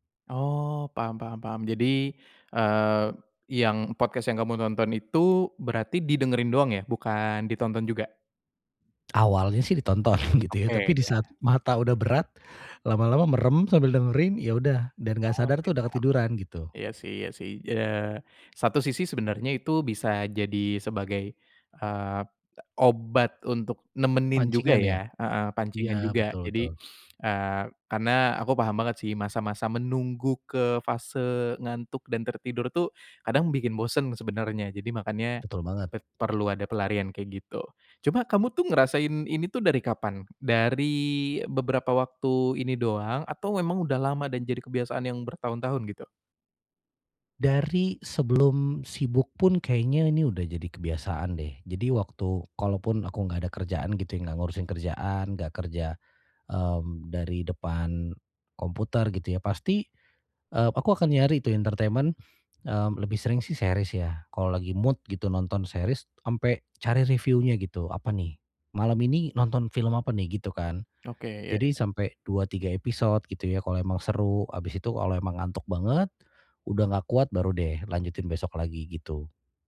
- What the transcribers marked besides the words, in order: in English: "podcast"; laughing while speaking: "ditonton"; other background noise; in English: "entertainment"; in English: "series"; in English: "mood"; in English: "series"
- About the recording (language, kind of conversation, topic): Indonesian, advice, Bagaimana cara tidur lebih nyenyak tanpa layar meski saya terbiasa memakai gawai di malam hari?